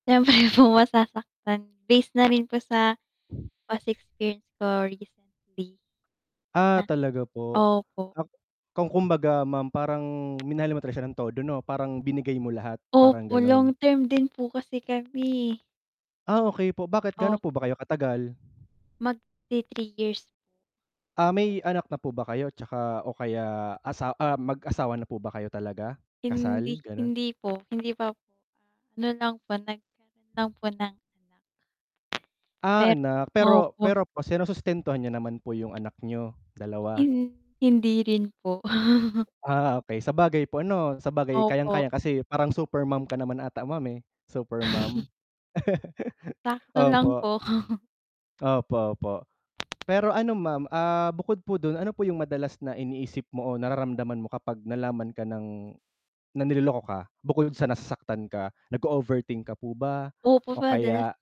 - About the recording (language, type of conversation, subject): Filipino, unstructured, Ano ang magiging reaksiyon mo kapag niloko ka ng taong mahal mo?
- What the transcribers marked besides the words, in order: static; distorted speech; laughing while speaking: "Siyempre"; other background noise; wind; chuckle; chuckle